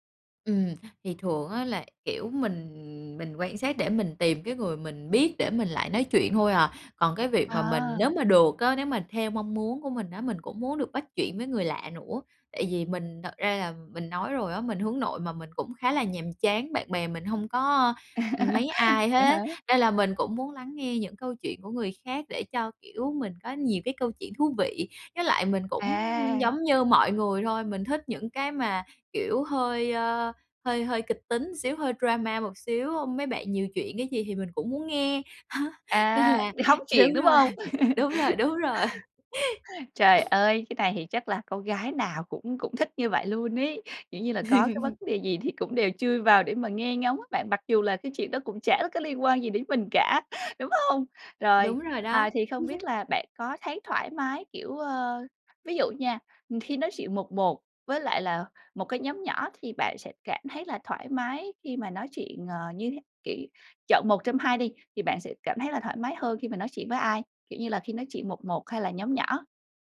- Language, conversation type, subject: Vietnamese, advice, Làm sao để tôi không cảm thấy lạc lõng trong buổi tiệc với bạn bè?
- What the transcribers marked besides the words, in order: chuckle; "một" said as "ừn"; in English: "drama"; chuckle; laughing while speaking: "đúng rồi, đúng rồi, đúng rồi"; chuckle; sniff; chuckle; other background noise; chuckle